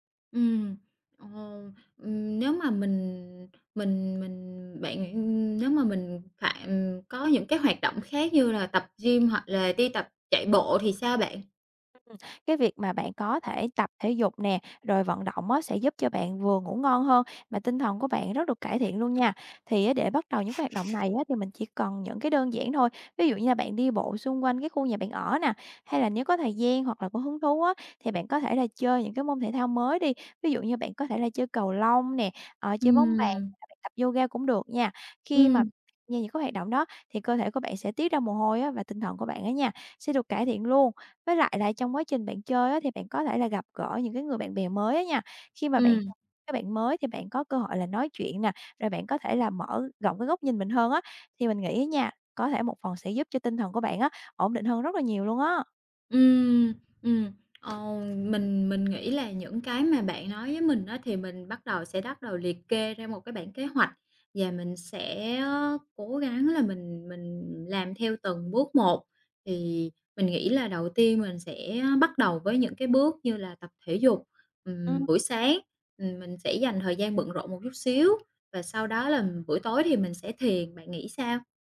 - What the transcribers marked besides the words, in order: other background noise; tapping; unintelligible speech
- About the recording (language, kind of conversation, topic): Vietnamese, advice, Mình vừa chia tay và cảm thấy trống rỗng, không biết nên bắt đầu từ đâu để ổn hơn?